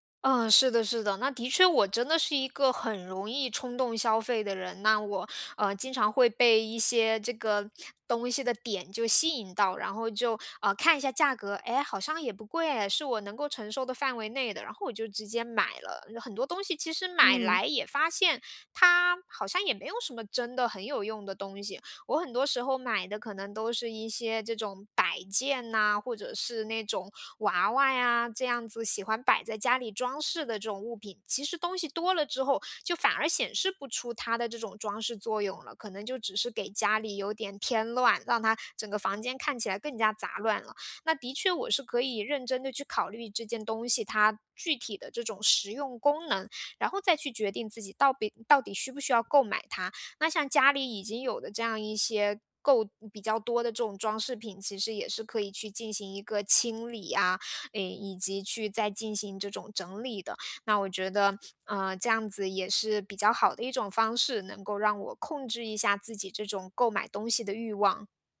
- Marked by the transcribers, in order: none
- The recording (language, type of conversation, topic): Chinese, advice, 怎样才能长期维持简约生活的习惯？